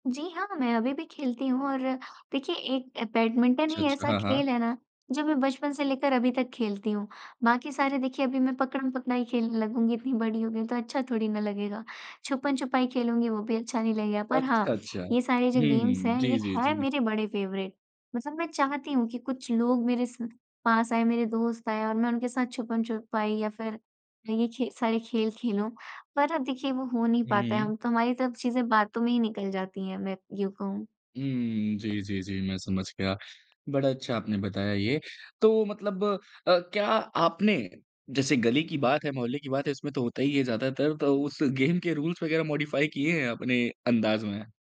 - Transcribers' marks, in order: tapping; in English: "गेम्स"; in English: "फेवरेट"; in English: "गेम"; in English: "रूल्स"; in English: "मॉडिफ़ाई"
- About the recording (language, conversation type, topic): Hindi, podcast, बचपन में आपका सबसे पसंदीदा खेल कौन सा था?